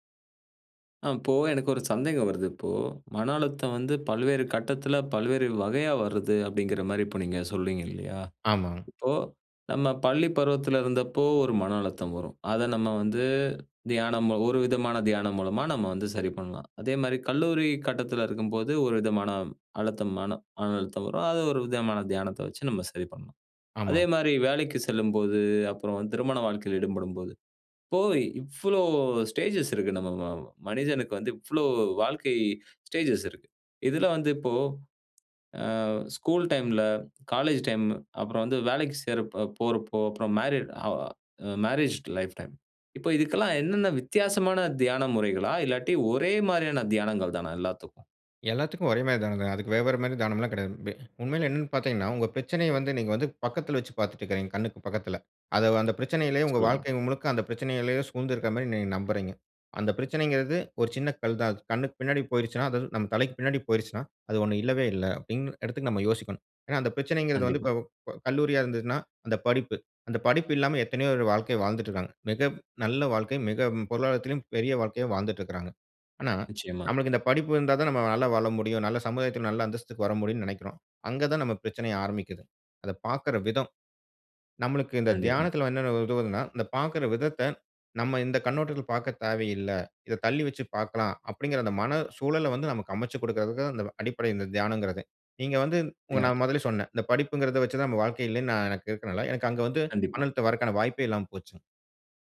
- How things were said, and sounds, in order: in English: "மேரேட் ஹ மேரேஜ் லைஃப் டைம்"; other noise; "எத்தனையோ பேரு" said as "எத்தனையோரு"
- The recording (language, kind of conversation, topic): Tamil, podcast, தியானம் மனஅழுத்தத்தை சமாளிக்க எப்படிப் உதவுகிறது?